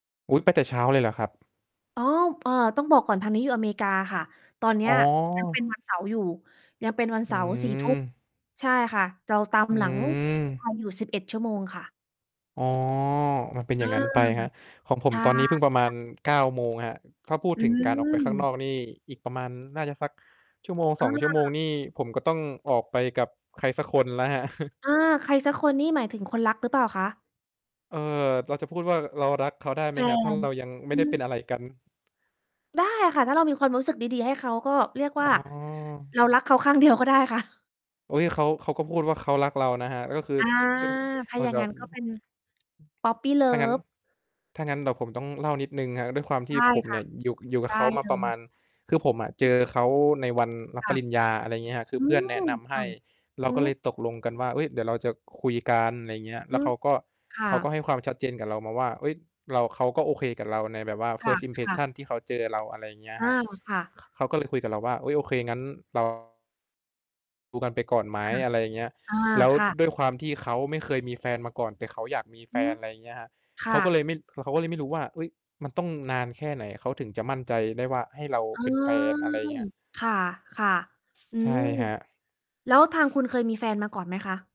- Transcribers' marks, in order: distorted speech; tapping; other background noise; chuckle; static; laughing while speaking: "ข้างเดียวก็ได้ค่ะ"; unintelligible speech; in English: "First Impression"; mechanical hum; drawn out: "เออ"
- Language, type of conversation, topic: Thai, unstructured, เคยมีช่วงเวลาไหนที่ความรักทำให้คุณมีความสุขที่สุดไหม?